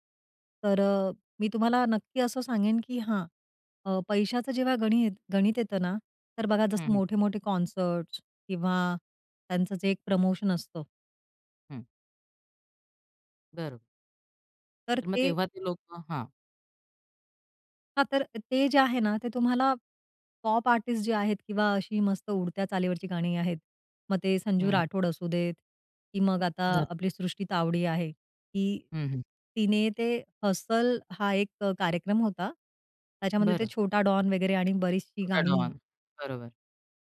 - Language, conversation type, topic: Marathi, podcast, लोकसंगीत आणि पॉपमधला संघर्ष तुम्हाला कसा जाणवतो?
- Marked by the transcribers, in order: in English: "कॉन्सर्ट्स"; in English: "पॉप आर्टिस्ट"; other background noise